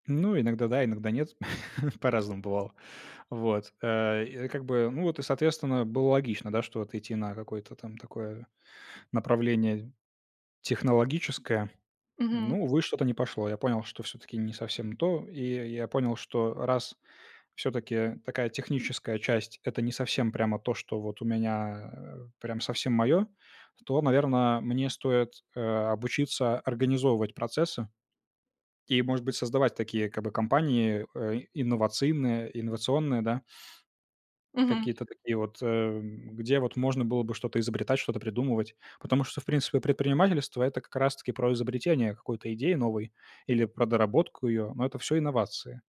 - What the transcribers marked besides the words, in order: chuckle; "инновационные" said as "иновацийные"; tapping
- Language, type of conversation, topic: Russian, podcast, Как вы пришли к своей нынешней профессии?